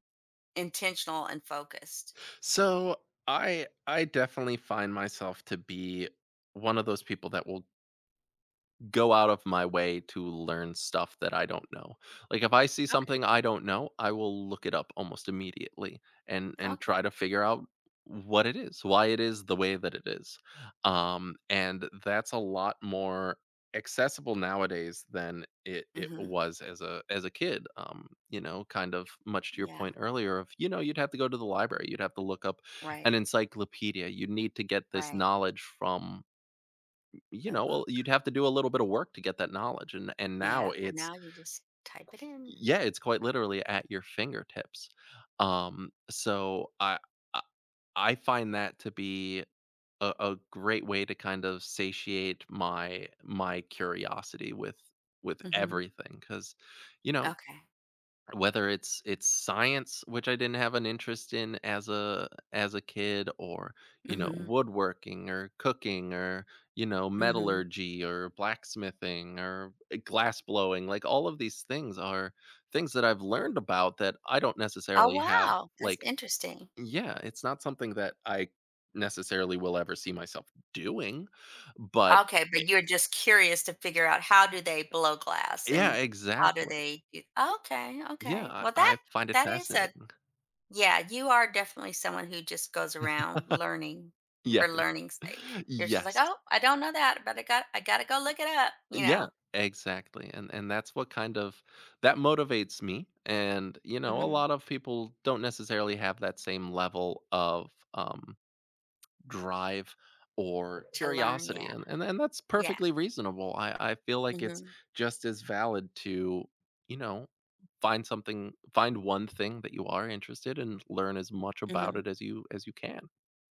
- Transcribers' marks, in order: laugh; laughing while speaking: "Yes"; tapping
- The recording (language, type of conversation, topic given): English, podcast, What helps you keep your passion for learning alive over time?